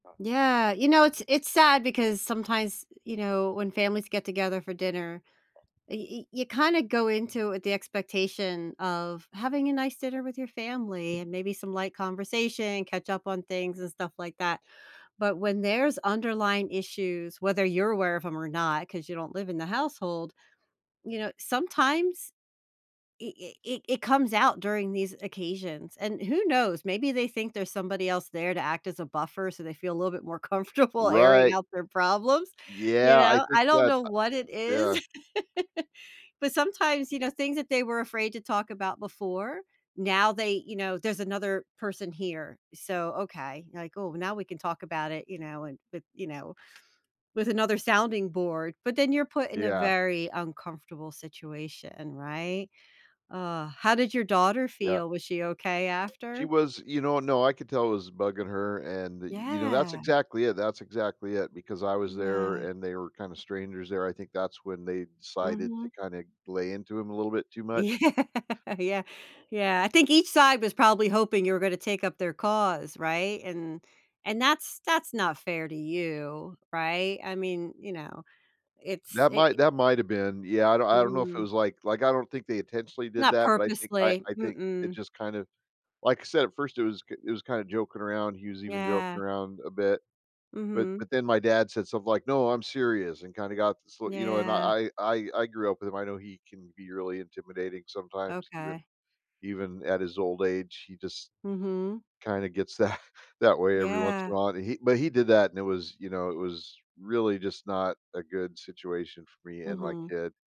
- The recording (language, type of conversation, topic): English, advice, How can I keep family dinners calm when conversations get tense?
- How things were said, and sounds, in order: other background noise; tapping; laughing while speaking: "comfortable"; laugh; laughing while speaking: "Yeah"; laughing while speaking: "that"